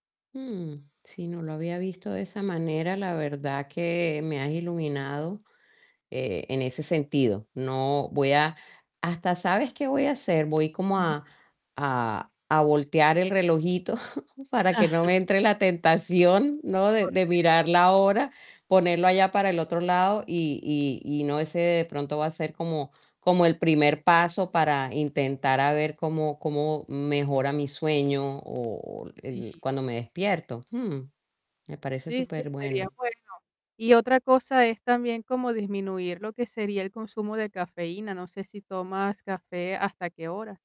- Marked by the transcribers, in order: static; chuckle; distorted speech
- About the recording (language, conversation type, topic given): Spanish, advice, ¿Cómo puedo mejorar la duración y la calidad de mi sueño?